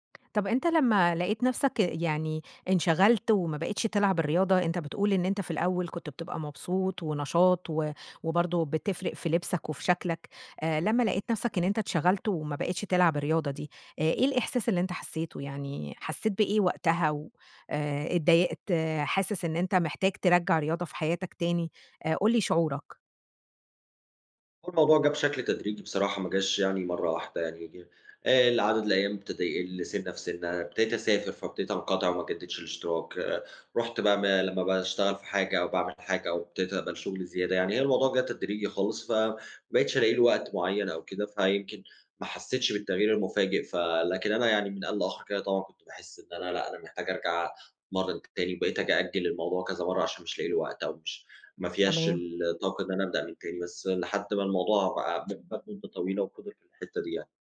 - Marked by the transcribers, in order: tapping
- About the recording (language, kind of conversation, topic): Arabic, advice, إزاي أقدر ألتزم بالتمرين بشكل منتظم رغم إنّي مشغول؟